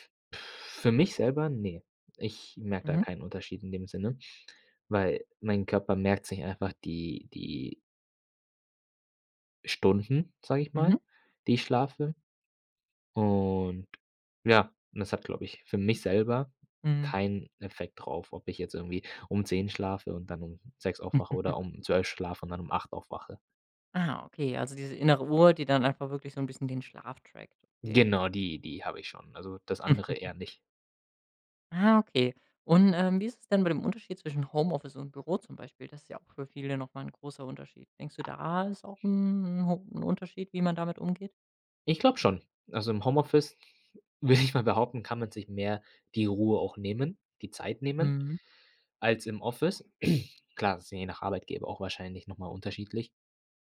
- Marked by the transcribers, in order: blowing; chuckle; chuckle; other background noise; laughing while speaking: "würde"; throat clearing
- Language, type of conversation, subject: German, podcast, Wie gehst du mit Energietiefs am Nachmittag um?